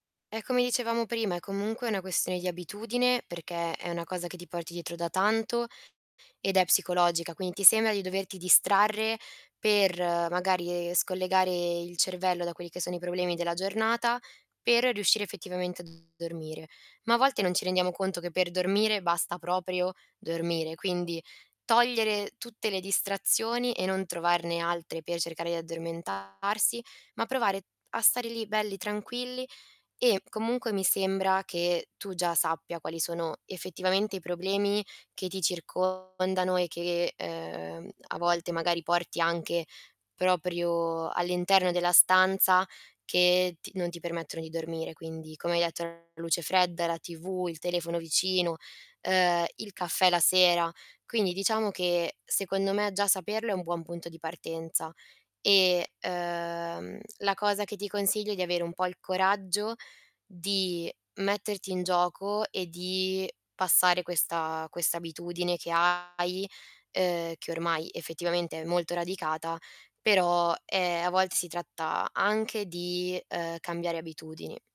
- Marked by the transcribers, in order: static; "quindi" said as "quini"; distorted speech; drawn out: "uhm"
- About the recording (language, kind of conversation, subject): Italian, advice, Come posso affrontare un grande obiettivo quando mi sento sopraffatto e non so da dove iniziare?